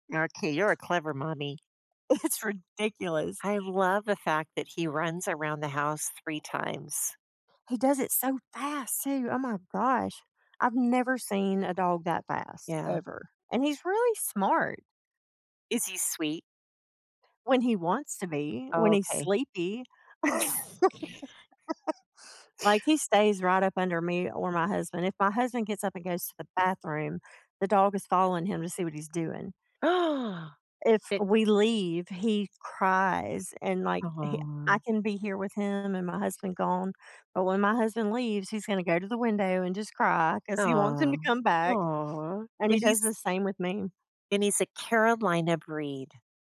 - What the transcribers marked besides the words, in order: laughing while speaking: "It's"; stressed: "fast"; laugh; tapping; unintelligible speech; gasp
- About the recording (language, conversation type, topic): English, unstructured, What pet qualities should I look for to be a great companion?